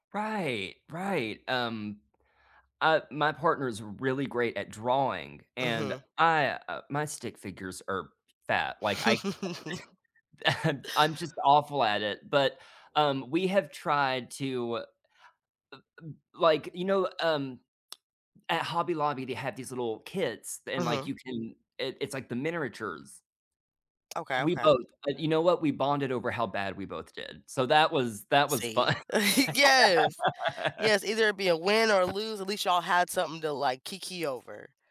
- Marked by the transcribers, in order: chuckle; unintelligible speech; chuckle; tsk; "miniatures" said as "minneratures"; other background noise; chuckle; laugh; tapping
- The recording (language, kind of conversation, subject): English, unstructured, What small, consistent rituals help keep your relationships strong, and how did they start?
- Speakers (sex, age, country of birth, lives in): female, 30-34, United States, United States; male, 35-39, United States, United States